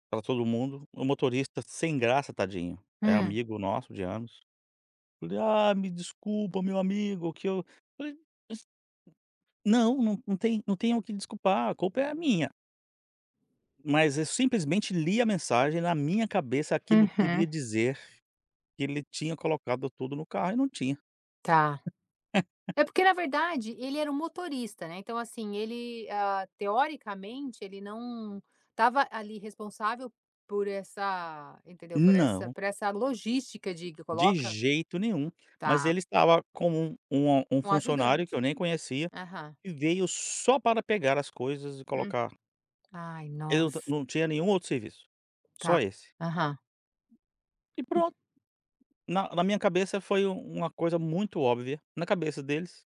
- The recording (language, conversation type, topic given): Portuguese, podcast, Você já interpretou mal alguma mensagem de texto? O que aconteceu?
- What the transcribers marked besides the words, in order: laugh